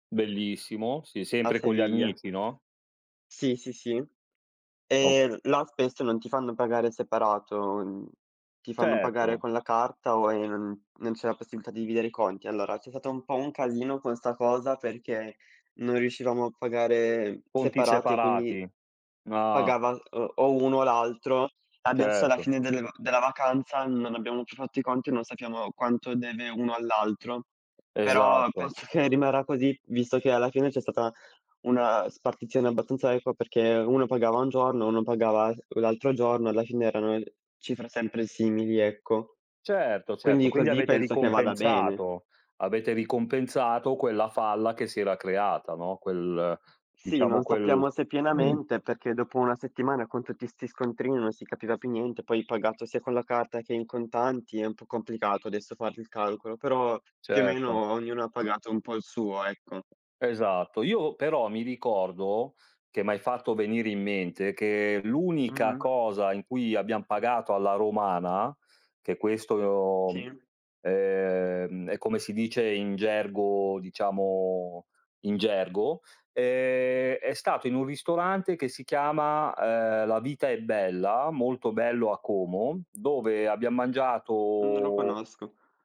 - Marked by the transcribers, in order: tapping; other background noise; other noise; drawn out: "mangiato"
- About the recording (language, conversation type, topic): Italian, unstructured, Hai mai litigato per soldi con un amico o un familiare?
- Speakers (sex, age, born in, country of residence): male, 18-19, Italy, Italy; male, 40-44, Italy, Italy